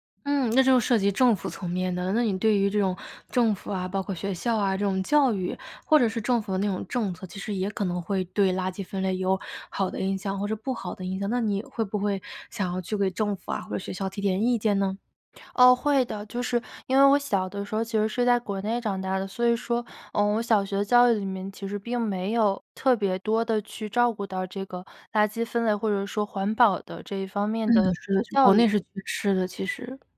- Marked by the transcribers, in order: tapping
- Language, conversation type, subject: Chinese, podcast, 你家是怎么做垃圾分类的？